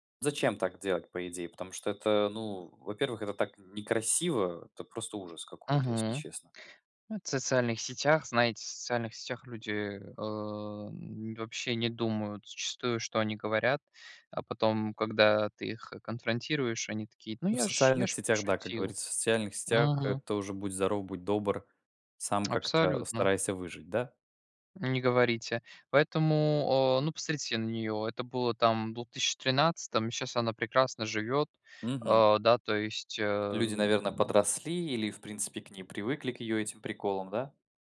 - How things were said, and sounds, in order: other background noise; tapping
- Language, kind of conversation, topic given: Russian, unstructured, Стоит ли бойкотировать артиста из-за его личных убеждений?